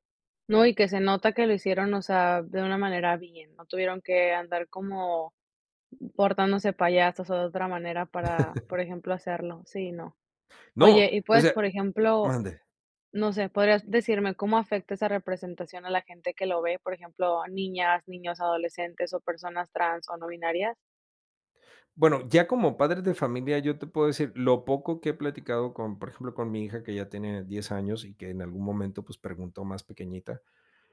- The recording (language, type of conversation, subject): Spanish, podcast, ¿Qué opinas sobre la representación de género en películas y series?
- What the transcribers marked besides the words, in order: laugh